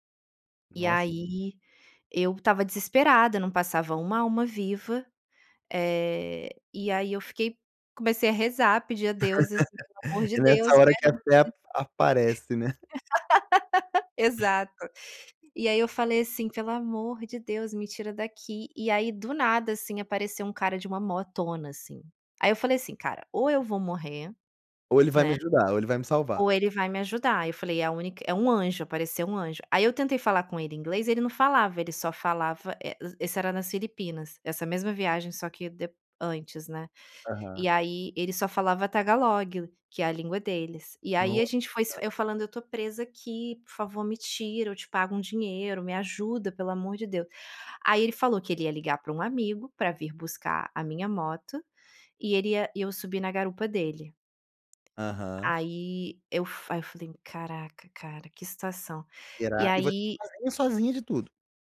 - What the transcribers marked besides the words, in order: laugh; other background noise; laugh; tapping
- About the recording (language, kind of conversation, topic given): Portuguese, podcast, Quais dicas você daria para viajar sozinho com segurança?